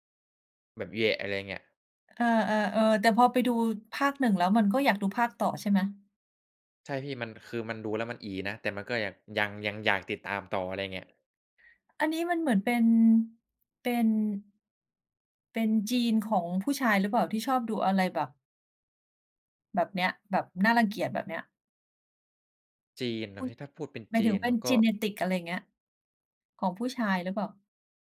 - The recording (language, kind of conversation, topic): Thai, unstructured, อะไรทำให้ภาพยนตร์บางเรื่องชวนให้รู้สึกน่ารังเกียจ?
- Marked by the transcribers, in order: in English: "Genetics"